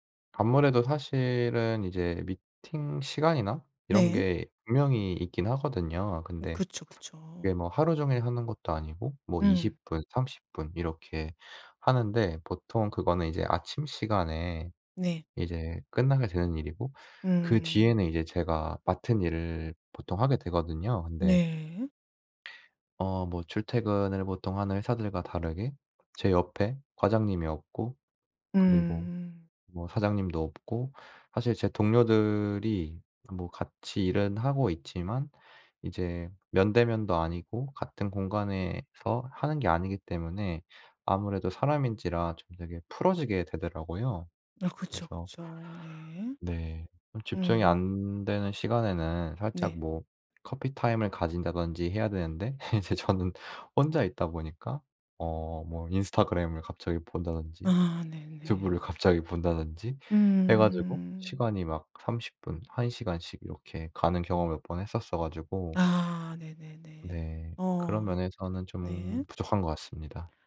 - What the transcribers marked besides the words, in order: other background noise; laughing while speaking: "이제 저는"
- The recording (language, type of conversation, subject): Korean, advice, 재택근무로 전환한 뒤 업무 시간과 개인 시간의 경계를 어떻게 조정하고 계신가요?